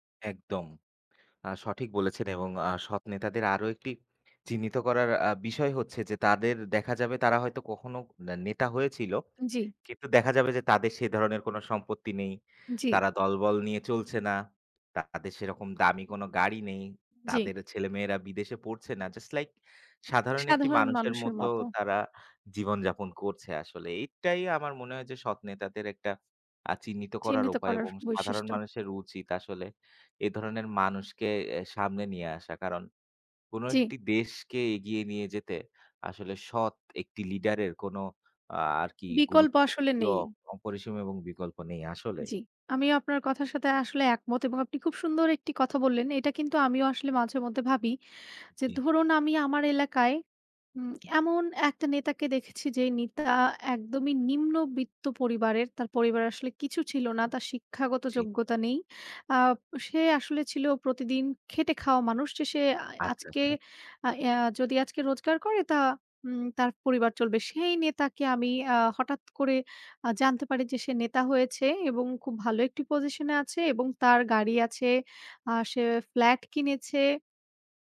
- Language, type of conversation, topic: Bengali, unstructured, রাজনীতিতে সৎ নেতৃত্বের গুরুত্ব কেমন?
- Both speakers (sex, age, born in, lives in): female, 25-29, Bangladesh, Bangladesh; male, 25-29, Bangladesh, Bangladesh
- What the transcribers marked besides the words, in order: none